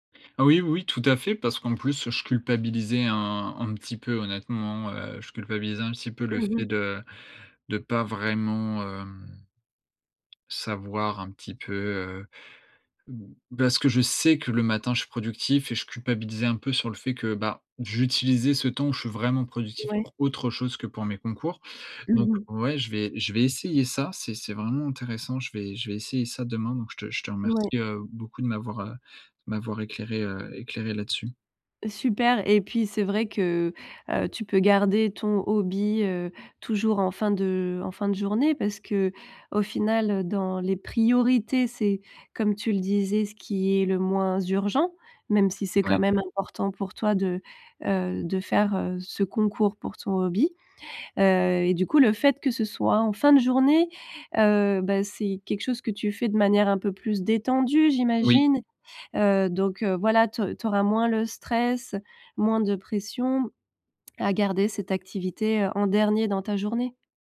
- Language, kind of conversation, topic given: French, advice, Comment faire pour gérer trop de tâches et pas assez d’heures dans la journée ?
- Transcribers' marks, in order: tapping; stressed: "sais"; stressed: "priorités"